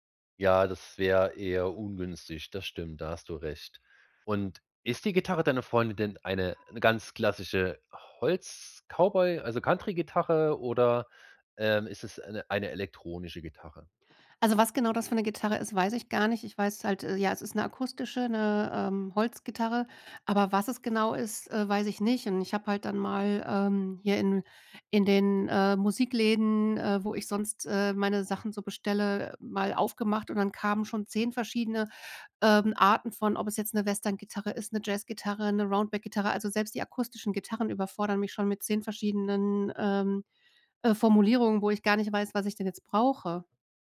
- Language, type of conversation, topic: German, advice, Wie finde ich bei so vielen Kaufoptionen das richtige Produkt?
- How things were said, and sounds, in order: none